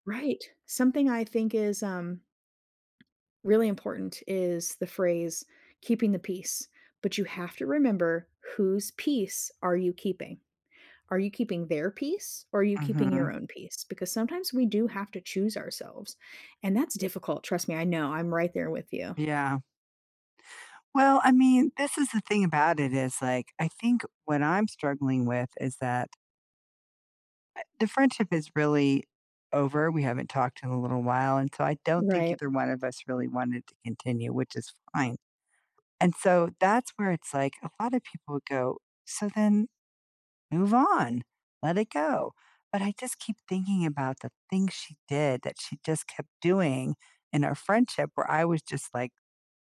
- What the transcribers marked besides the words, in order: tapping
- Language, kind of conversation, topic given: English, unstructured, Which voice in my head should I trust for a tough decision?